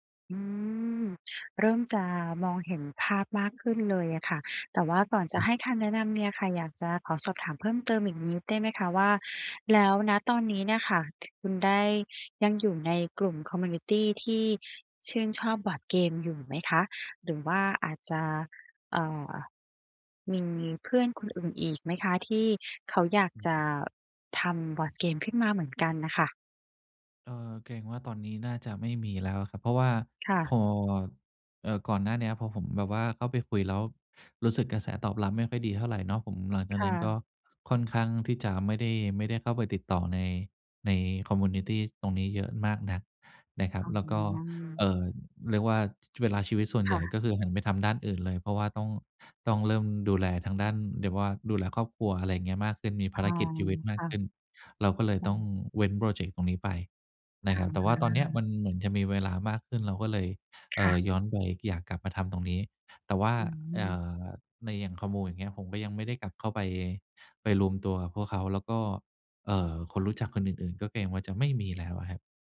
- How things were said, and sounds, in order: other background noise; in English: "คอมมิวนิตี"; in English: "คอมมิวนิตี"
- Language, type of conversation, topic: Thai, advice, จะรักษาแรงจูงใจในการทำตามเป้าหมายระยะยาวได้อย่างไรเมื่อรู้สึกท้อใจ?